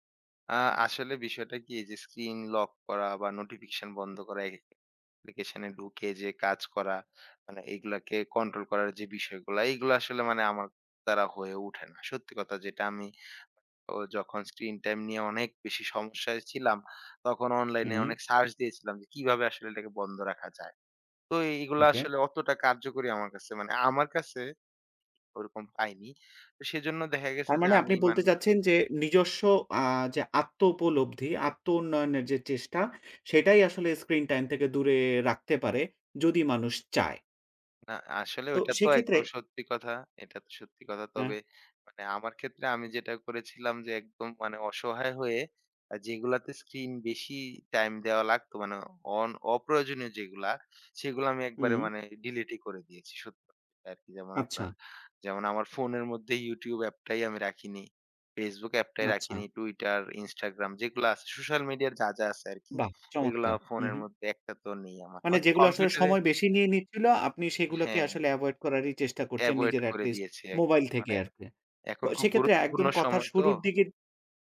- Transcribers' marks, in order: other background noise
- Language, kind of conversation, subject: Bengali, podcast, ভালো ঘুমের জন্য আপনার সহজ টিপসগুলো কী?